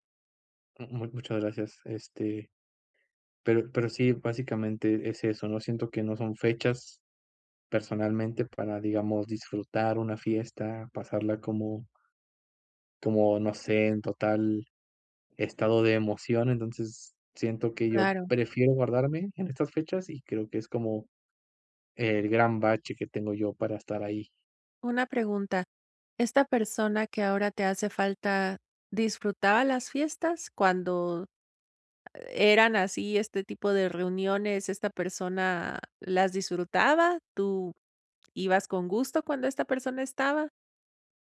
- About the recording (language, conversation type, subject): Spanish, advice, ¿Cómo puedo aprender a disfrutar las fiestas si me siento fuera de lugar?
- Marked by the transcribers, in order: tapping